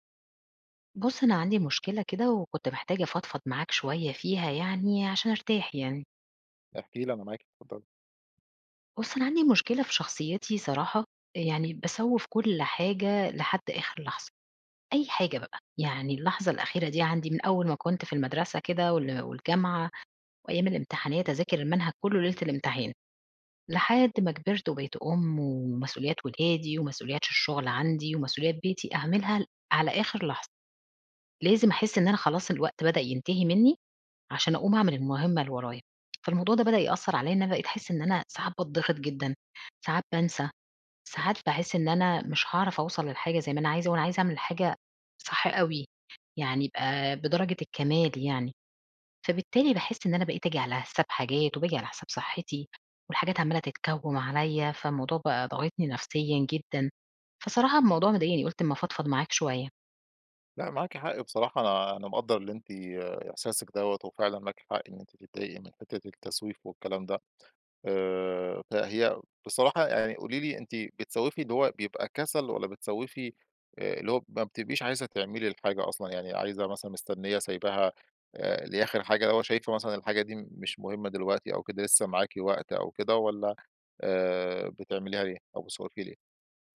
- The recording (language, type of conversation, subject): Arabic, advice, إزاي بتتعامل مع التسويف وتأجيل شغلك الإبداعي لحد آخر لحظة؟
- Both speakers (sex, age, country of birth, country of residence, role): female, 40-44, Egypt, Portugal, user; male, 35-39, Egypt, Egypt, advisor
- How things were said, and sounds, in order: tapping